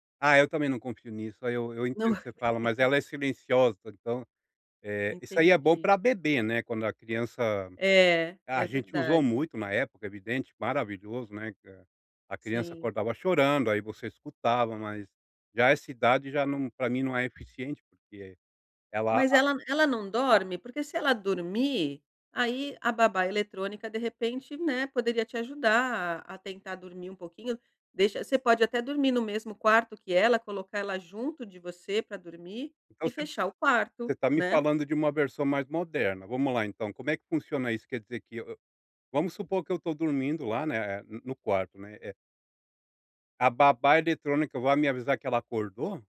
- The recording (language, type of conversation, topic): Portuguese, advice, Como posso ajustar meu horário de sono no fim de semana?
- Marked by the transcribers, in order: laugh